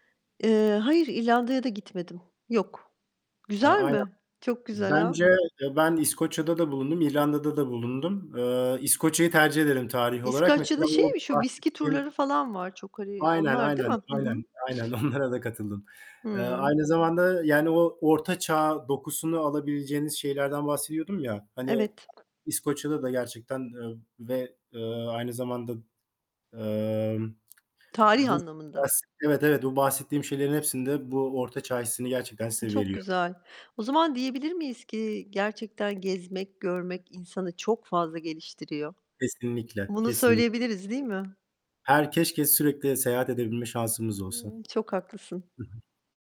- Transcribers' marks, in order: distorted speech; laughing while speaking: "onlara da"; other background noise; other noise
- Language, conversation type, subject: Turkish, unstructured, Seyahat etmek sana ne hissettiriyor ve en unutulmaz tatilin hangisiydi?